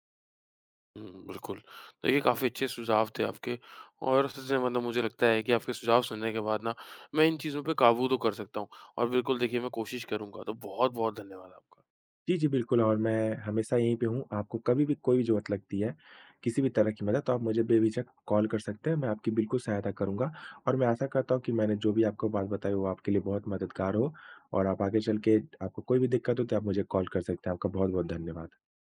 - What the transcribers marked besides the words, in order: tapping
- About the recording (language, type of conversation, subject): Hindi, advice, सब्सक्रिप्शन रद्द करने में आपको किस तरह की कठिनाई हो रही है?